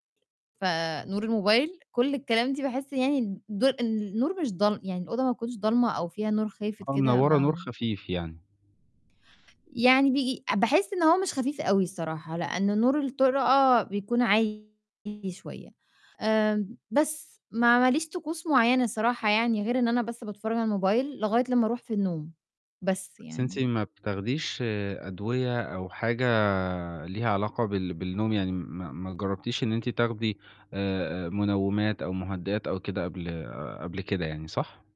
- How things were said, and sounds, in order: distorted speech; other background noise
- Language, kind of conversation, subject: Arabic, advice, إزاي أتعامل مع الأرق وصعوبة النوم اللي بتتكرر كل ليلة؟